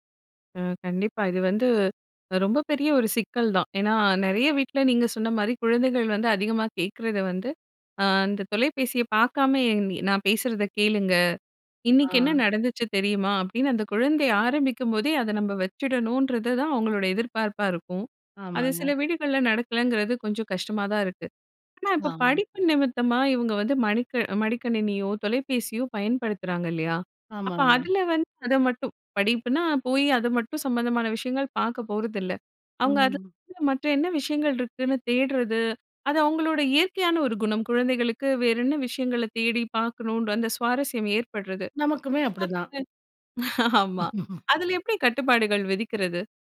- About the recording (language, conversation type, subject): Tamil, podcast, குழந்தைகளின் திரை நேரத்தை எப்படிக் கட்டுப்படுத்தலாம்?
- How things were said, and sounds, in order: other background noise; unintelligible speech; laughing while speaking: "ஆமா"; chuckle